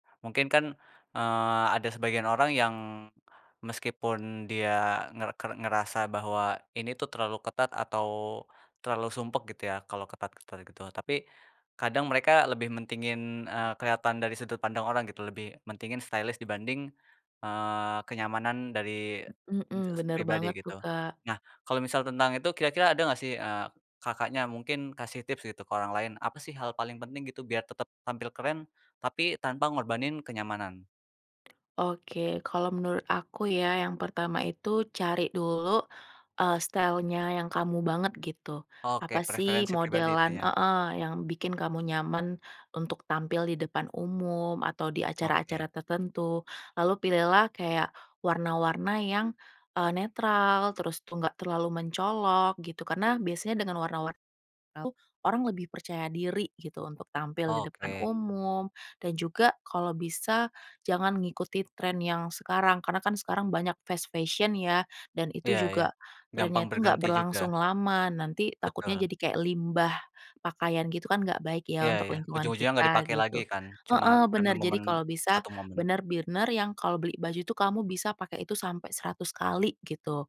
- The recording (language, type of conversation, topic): Indonesian, podcast, Bagaimana kamu menyeimbangkan kenyamanan dan penampilan keren saat memilih baju?
- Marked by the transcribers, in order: in English: "stylish"; other background noise; in English: "style-nya"; in English: "fast fashion"; "bener-bener" said as "bener-biener"